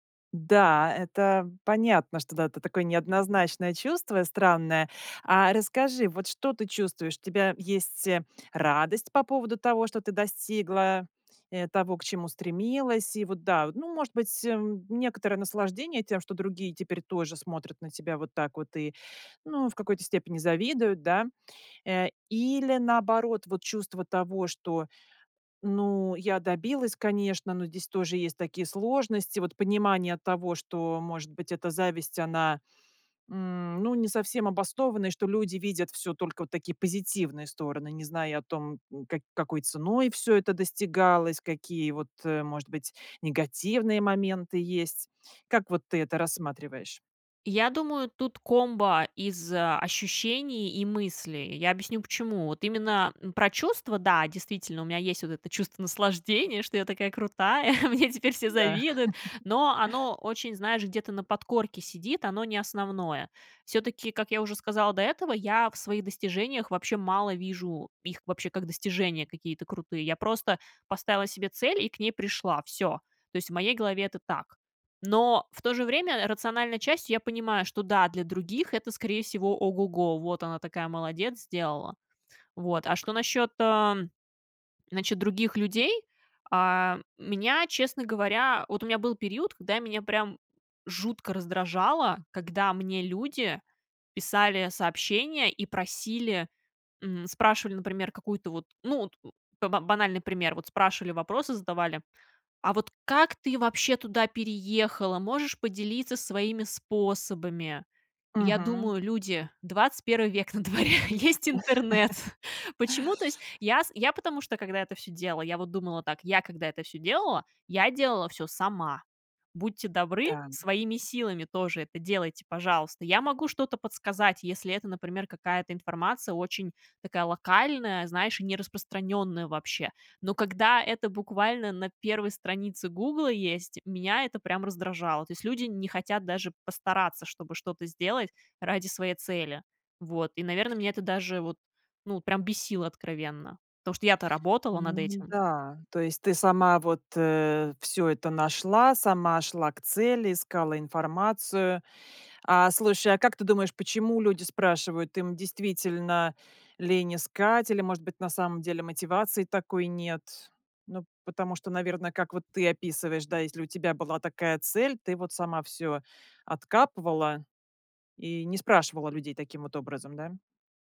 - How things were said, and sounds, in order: tapping; other background noise; chuckle; laughing while speaking: "на дворе, есть интернет"; laugh
- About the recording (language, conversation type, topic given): Russian, podcast, Какие приёмы помогли тебе не сравнивать себя с другими?